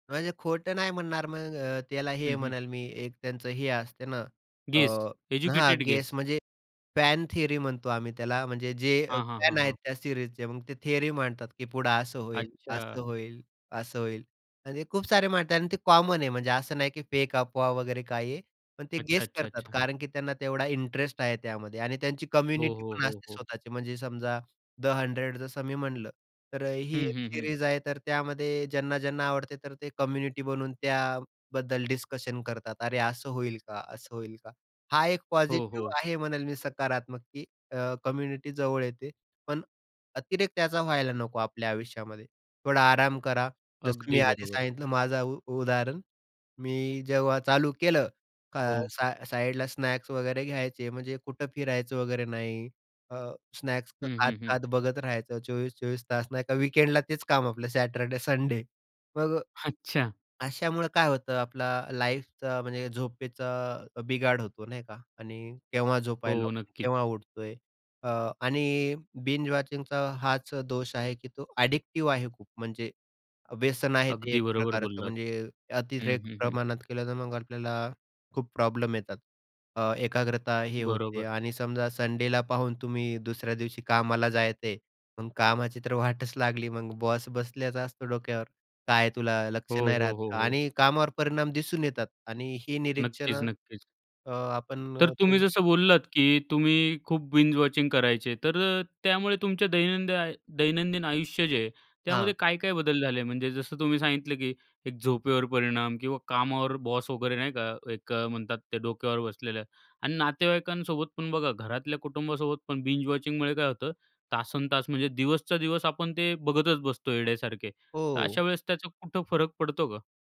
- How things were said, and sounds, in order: in English: "एज्युकेटेड गेस"; in English: "कॉमन"; in English: "कम्युनिटी"; in English: "कम्युनिटी"; in English: "कम्युनिटी"; in English: "वीकेंडला"; laughing while speaking: "आपलं सॅटरडे-संडे"; in English: "बिंज वॉचिंगचा"; in English: "अ‍ॅडिक्टिव्ह"; laughing while speaking: "वाटच लागली"; in English: "बिंज वॉचिंग"; other noise; in English: "बिंजवॉचिंगमुळे"
- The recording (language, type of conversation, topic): Marathi, podcast, सलग भाग पाहण्याबद्दल तुमचे मत काय आहे?